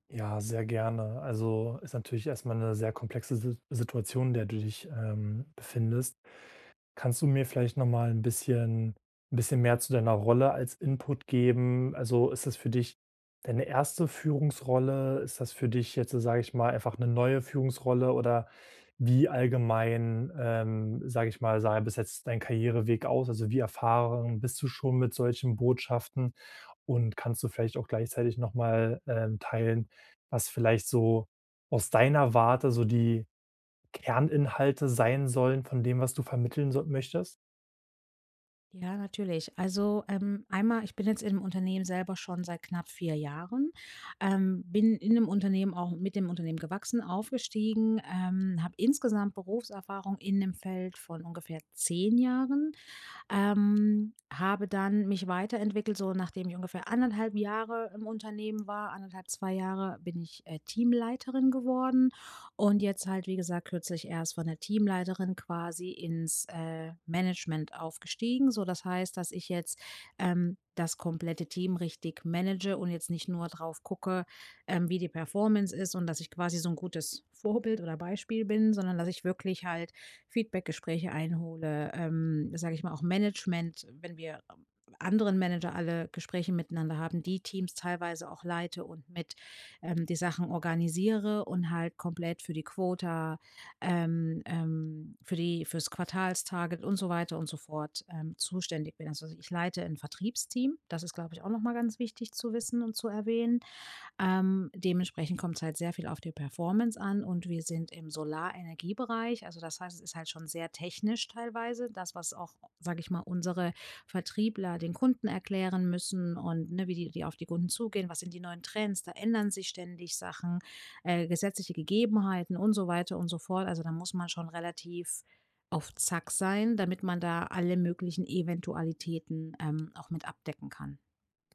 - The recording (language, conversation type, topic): German, advice, Wie erkläre ich komplexe Inhalte vor einer Gruppe einfach und klar?
- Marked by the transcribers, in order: other background noise; drawn out: "Ähm"; in English: "Quota"; in English: "Target"; tapping